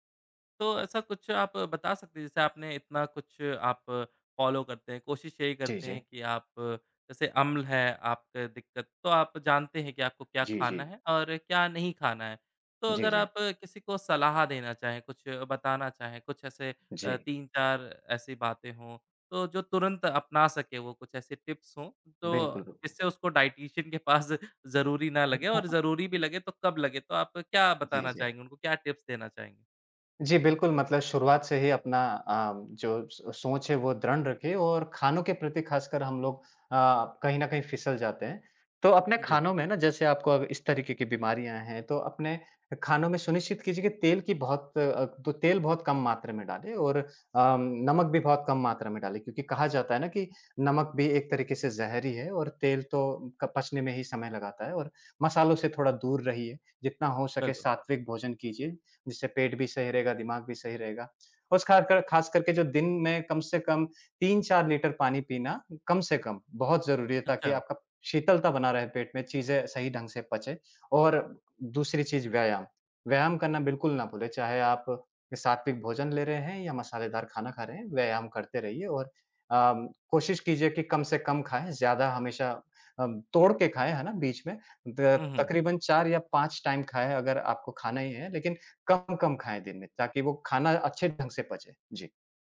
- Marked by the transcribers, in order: in English: "फ़ॉलो"; in English: "टिप्स"; in English: "डायटीशियन"; chuckle; chuckle; in English: "टिप्स"; in English: "टाइम"
- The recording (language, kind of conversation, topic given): Hindi, podcast, खाने में संतुलन बनाए रखने का आपका तरीका क्या है?